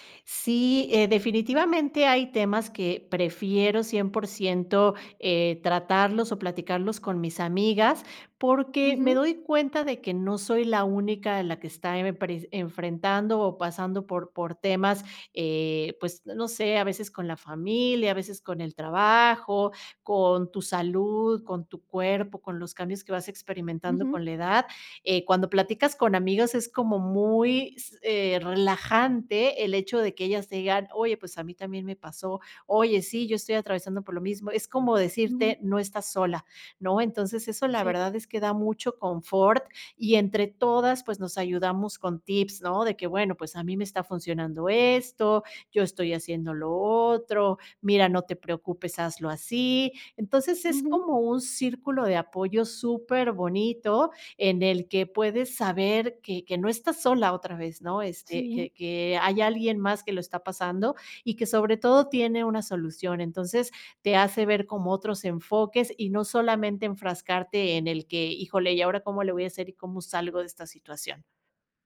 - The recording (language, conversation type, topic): Spanish, podcast, ¿Qué rol juegan tus amigos y tu familia en tu tranquilidad?
- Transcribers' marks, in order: none